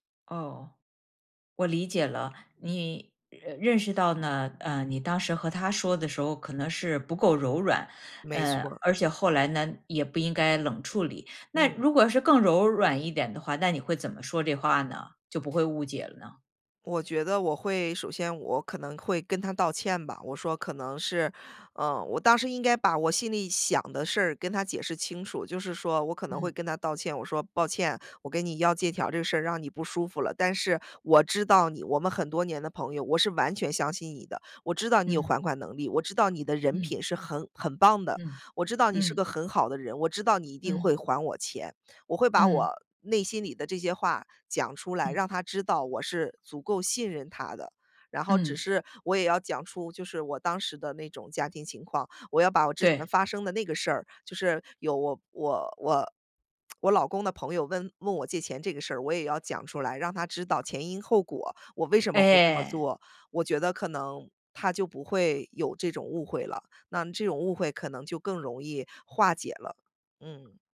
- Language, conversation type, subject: Chinese, podcast, 遇到误会时你通常怎么化解？
- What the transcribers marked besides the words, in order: other background noise; lip smack